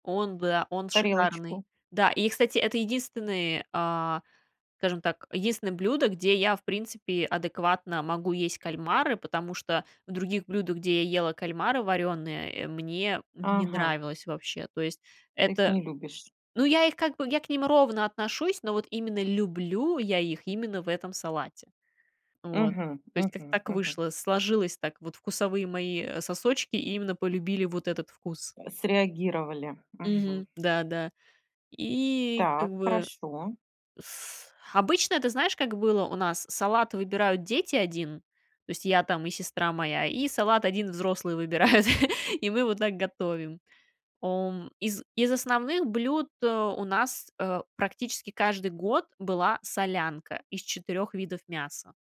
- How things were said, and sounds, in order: stressed: "люблю"; chuckle
- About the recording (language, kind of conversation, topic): Russian, podcast, Как ваша семья отмечает Новый год и есть ли у вас особые ритуалы?